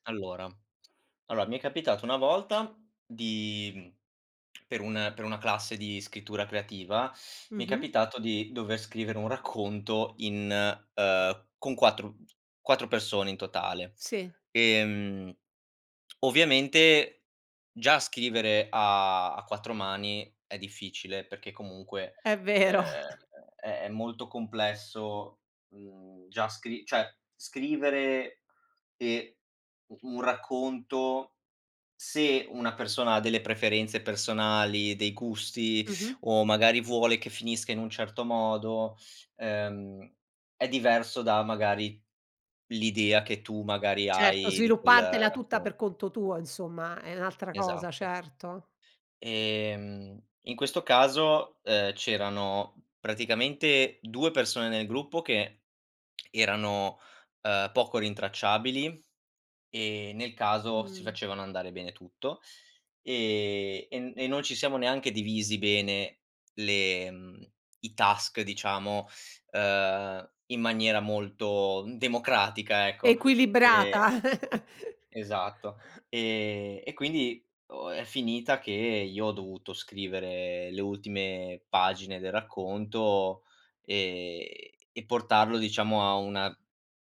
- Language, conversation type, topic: Italian, podcast, Preferisci creare in solitudine o nel caos di un gruppo?
- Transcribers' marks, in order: "allora" said as "alloa"; laughing while speaking: "vero"; chuckle; in English: "task"; chuckle